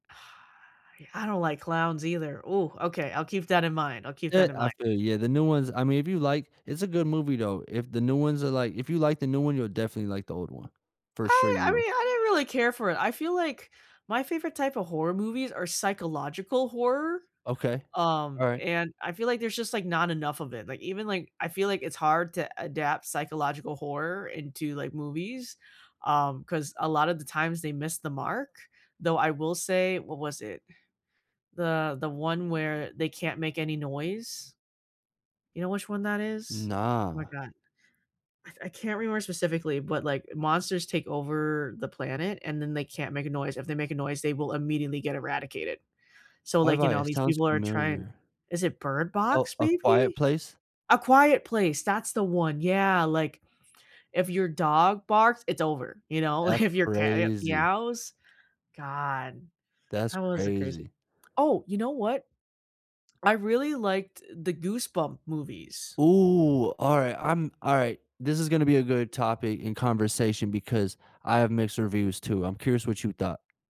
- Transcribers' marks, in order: laughing while speaking: "Like"; other background noise; tapping
- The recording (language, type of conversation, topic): English, unstructured, Which books do you wish were adapted for film or television, and why do they resonate with you?
- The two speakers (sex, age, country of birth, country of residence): female, 25-29, Vietnam, United States; male, 30-34, United States, United States